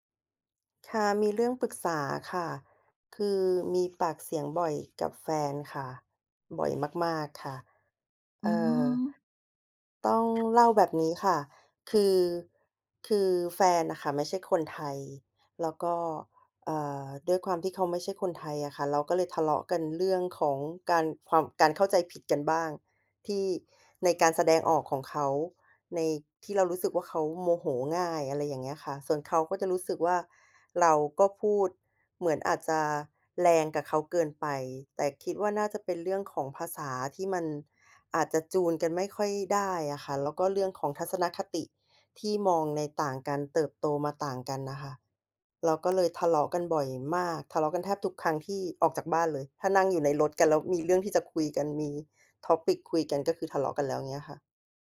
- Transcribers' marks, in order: other background noise; tapping; in English: "Topic"
- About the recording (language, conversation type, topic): Thai, advice, คุณทะเลาะกับแฟนบ่อยแค่ไหน และมักเป็นเรื่องอะไร?